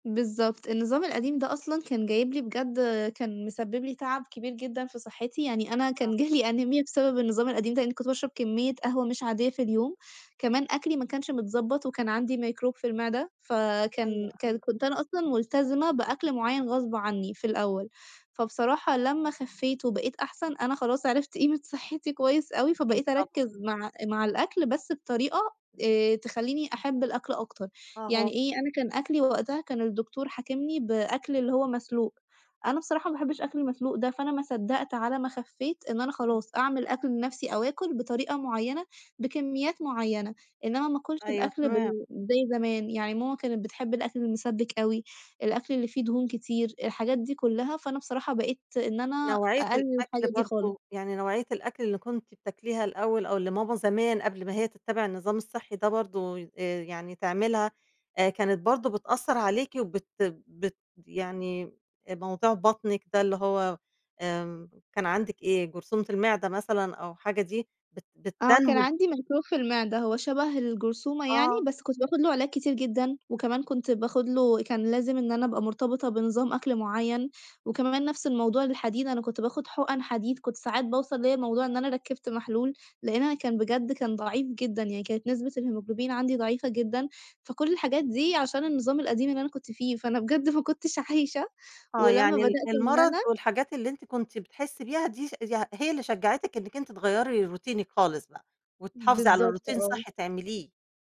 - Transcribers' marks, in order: tapping; laughing while speaking: "جالي أنيميا"; other background noise; laughing while speaking: "ما كنتش عايشة"; in English: "روتينِك"; in English: "روتين"
- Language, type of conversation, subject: Arabic, podcast, إزاي بيكون روتينك الصحي الصبح؟